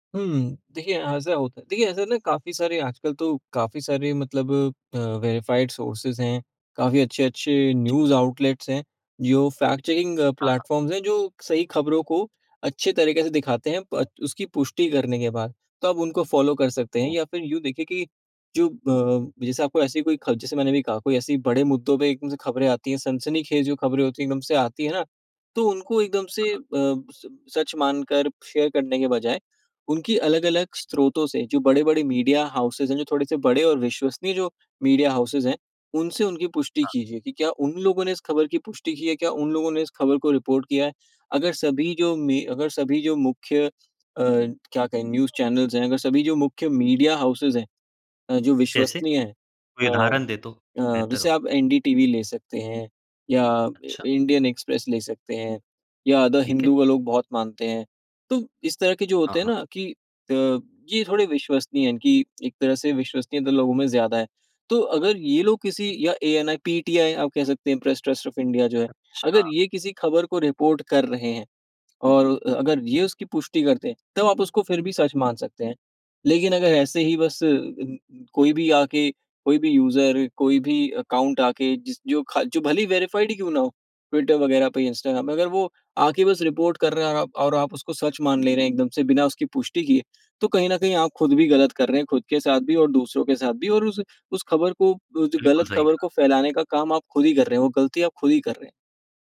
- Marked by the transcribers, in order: in English: "वेरिफाइड सोर्सेज़"; in English: "न्यूज़ आउटलेट्स"; in English: "फैक्ट चेकिंग प्लेटफॉर्म्स"; in English: "फॉलो"; in English: "शेयर"; other background noise; in English: "मीडिया हॉउसेस"; in English: "मीडिया हॉउसेस"; in English: "रिपोर्ट"; in English: "न्यूज़ चैनल्स"; in English: "मीडिया हॉउसेस"; tapping; in English: "रिपोर्ट"; in English: "यूज़र"; in English: "अकाउंट"; in English: "वेरिफाइड"; in English: "रिपोर्ट"
- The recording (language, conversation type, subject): Hindi, podcast, इंटरनेट पर फेक न्यूज़ से निपटने के तरीके